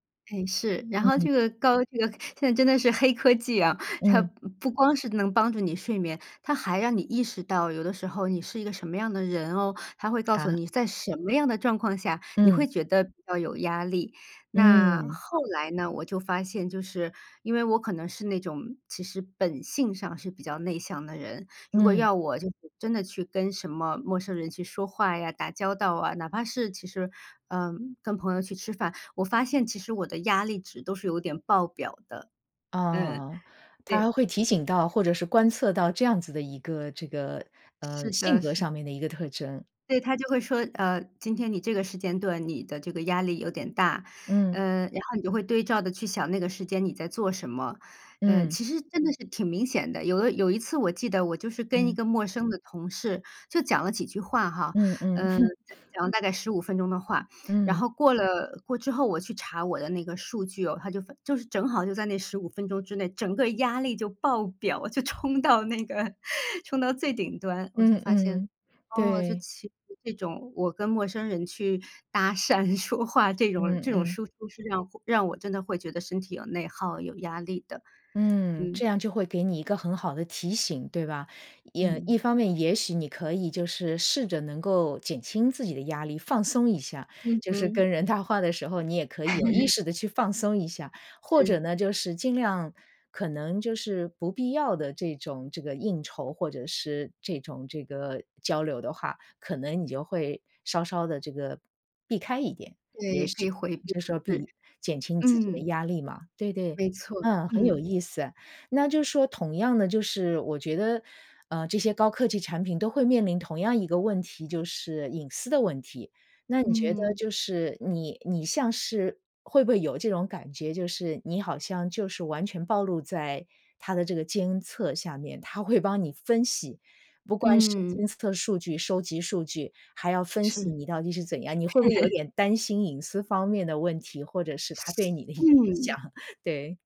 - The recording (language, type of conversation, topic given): Chinese, podcast, 你平时会怎么平衡使用电子设备和睡眠？
- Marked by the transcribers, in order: other background noise; chuckle; laughing while speaking: "冲到 那个"; chuckle; laughing while speaking: "说话"; laughing while speaking: "谈话"; laugh; laughing while speaking: "它会"; chuckle; laughing while speaking: "影响？"; chuckle